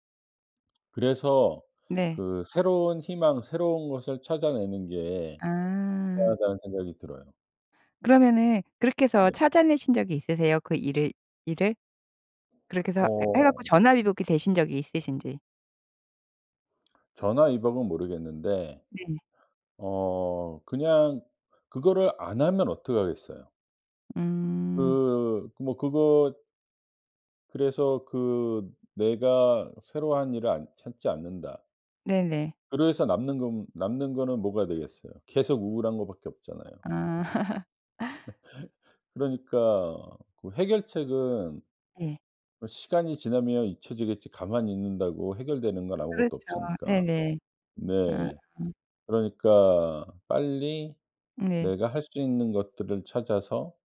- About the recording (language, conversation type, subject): Korean, podcast, 실패로 인한 죄책감은 어떻게 다스리나요?
- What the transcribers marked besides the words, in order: other background noise; laughing while speaking: "아"; laugh